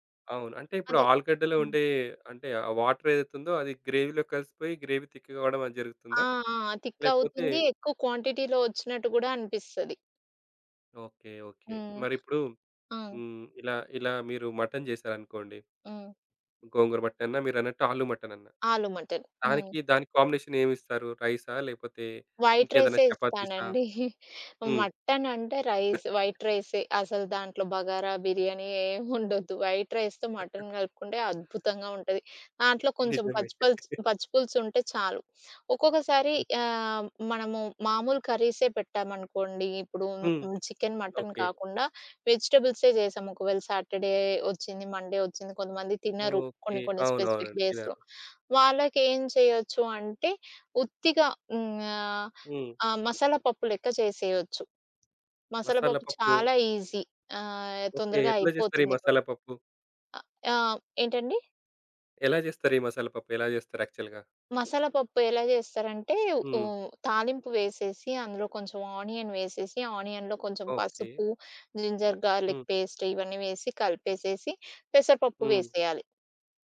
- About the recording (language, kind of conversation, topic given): Telugu, podcast, ఒక చిన్న బడ్జెట్‌లో పెద్ద విందు వంటకాలను ఎలా ప్రణాళిక చేస్తారు?
- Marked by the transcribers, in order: in English: "గ్రేవీలో"; in English: "గ్రేవీ"; in English: "థిక్"; in English: "క్వాంటిటీలో"; other background noise; in English: "కాంబినేషన్"; in English: "వైట్"; giggle; in English: "రైస్ వైట్"; chuckle; giggle; in English: "వైట్ రైస్‌తో"; chuckle; chuckle; in English: "సాటర్‌డే"; in English: "మన్‌డే"; in English: "స్పెసిఫిక్ డేస్‌లో"; in English: "ఈజీ"; in English: "యాక్చువల్‌గా?"; tapping; in English: "ఆనియన్"; in English: "ఆనియన్‌లో"; in English: "జింజర్ గార్‌లిక్ పేస్ట్"